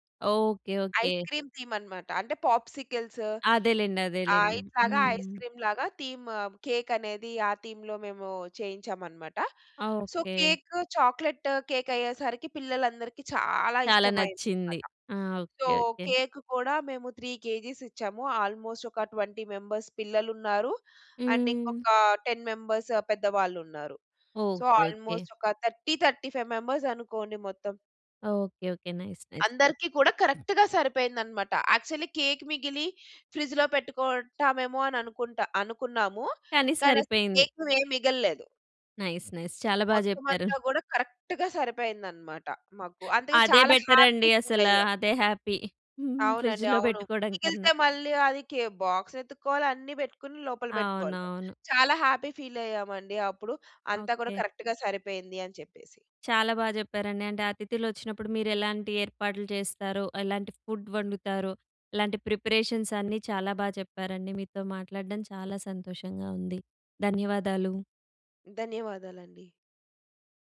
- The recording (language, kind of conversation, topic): Telugu, podcast, అతిథులు వచ్చినప్పుడు ఇంటి సన్నాహకాలు ఎలా చేస్తారు?
- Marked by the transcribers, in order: in English: "ఐస్ క్రీమ్ థీమ్"; in English: "పాప్సికిల్స్"; in English: "ఐస్ క్రీమ్‌లాగా థీమ్ కేక్"; other background noise; in English: "థీమ్‌లో"; in English: "సో, కేక్ చాక్లేట్ కేక్"; stressed: "చాలా"; in English: "సో కేక్"; in English: "త్రీ కేజీస్"; in English: "ఆల్మోస్ట్"; in English: "ట్వెంటీ మెంబర్స్"; in English: "అండ్"; in English: "టెన్ మెంబర్స్"; in English: "సో ఆల్మోస్ట్"; in English: "థర్టీ థర్టీ ఫైవ్ మెంబర్స్"; in English: "నైస్, నైస్"; in English: "కరెక్ట్‌గా"; in English: "యాక్చువల్లీ కేక్"; in English: "కేక్"; in English: "నైస్, నైస్"; in English: "కరెక్ట్‌గా"; in English: "బెటర్"; in English: "హ్యాపీ ఫీల్"; in English: "హ్యాపీ"; giggle; in English: "బాక్స్"; in English: "హ్యాపీ ఫీల్"; in English: "కరెక్ట్‌గా"; in English: "ఫుడ్"; in English: "ప్రిపరేషన్స్"